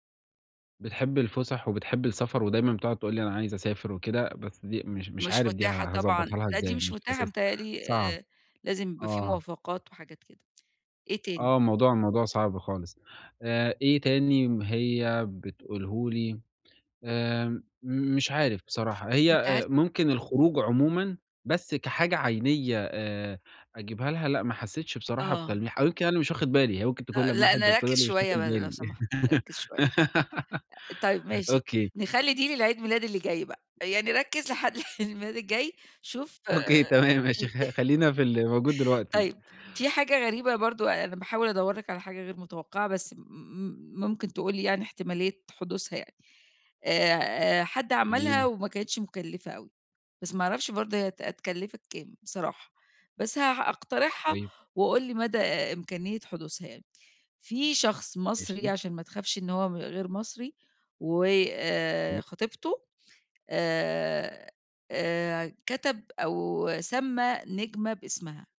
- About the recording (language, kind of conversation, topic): Arabic, advice, إزاي ألاقي هدايا مميزة من غير ما أحس بإحباط دايمًا؟
- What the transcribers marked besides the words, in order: giggle; chuckle; laughing while speaking: "أوكي، تمام ماشي"; chuckle